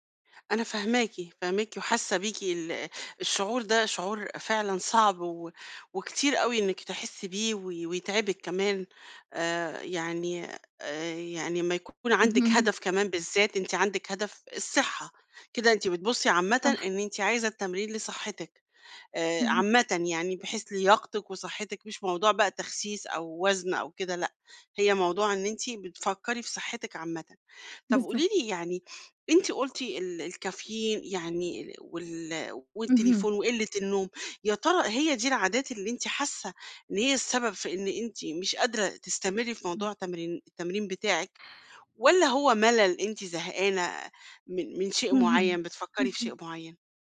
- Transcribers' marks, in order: other background noise; sniff
- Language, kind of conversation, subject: Arabic, advice, ليه مش قادر تلتزم بروتين تمرين ثابت؟